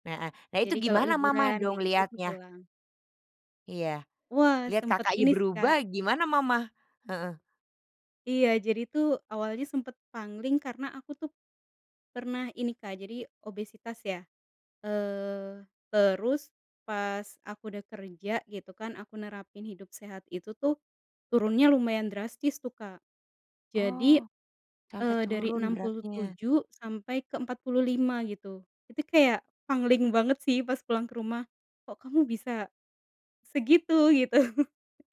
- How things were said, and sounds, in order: chuckle
- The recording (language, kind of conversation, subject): Indonesian, podcast, Ceritakan satu momen yang paling mengubah hidupmu dan bagaimana kejadiannya?